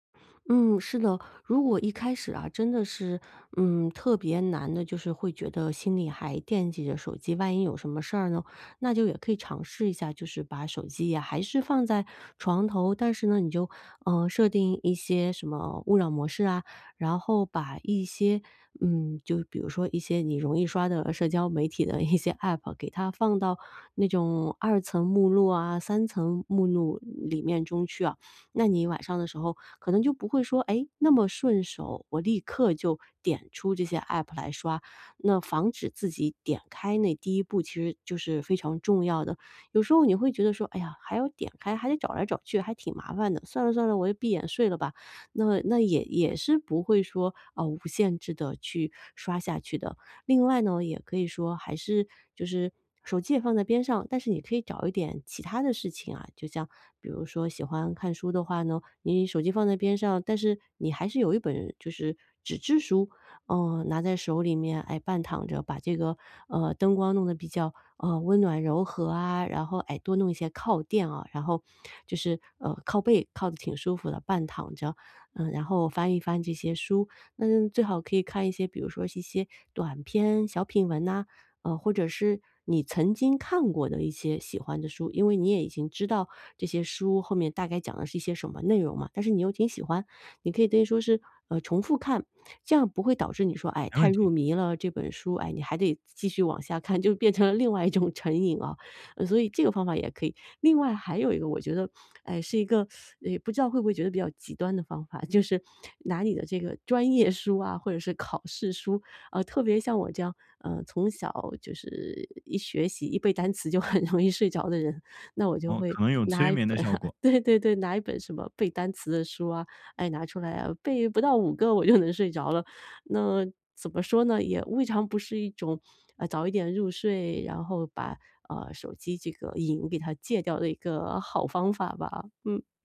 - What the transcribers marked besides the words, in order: laughing while speaking: "一些App"; laughing while speaking: "限制"; laughing while speaking: "就变成了另外一种成瘾啊"; teeth sucking; laughing while speaking: "就很容易睡着的人"; laugh; laughing while speaking: "就能"
- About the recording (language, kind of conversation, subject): Chinese, podcast, 你平时怎么避免睡前被手机打扰？